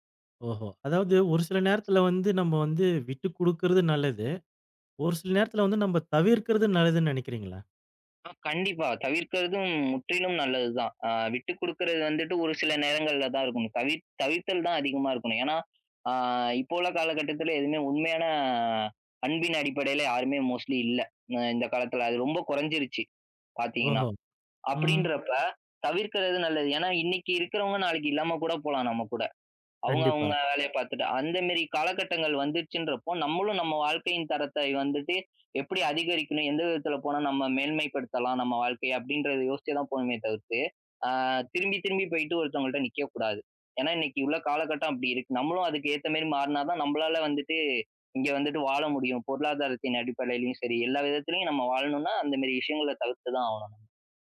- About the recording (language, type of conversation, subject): Tamil, podcast, பழைய உறவுகளை மீண்டும் இணைத்துக்கொள்வது எப்படி?
- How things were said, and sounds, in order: drawn out: "உண்மையான"; in English: "மோஸ்ட்லி"